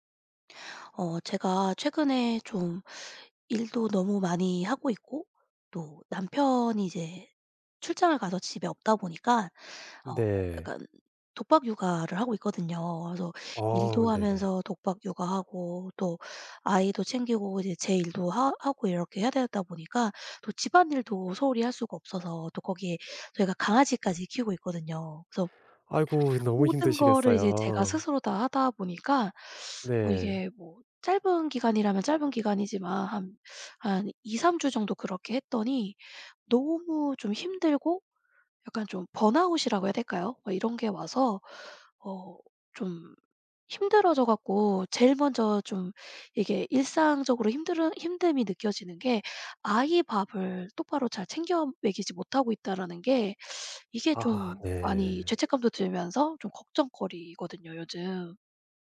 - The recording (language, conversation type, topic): Korean, advice, 번아웃으로 의욕이 사라져 일상 유지가 어려운 상태를 어떻게 느끼시나요?
- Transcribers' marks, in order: none